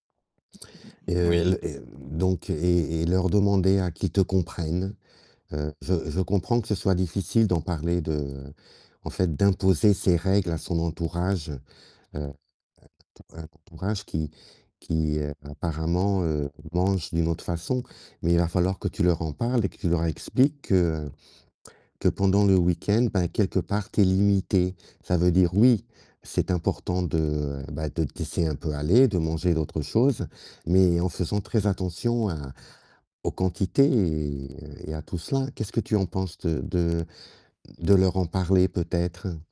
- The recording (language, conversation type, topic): French, advice, Comment gérez-vous la culpabilité après des excès alimentaires pendant le week-end ?
- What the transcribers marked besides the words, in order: other background noise; mechanical hum; distorted speech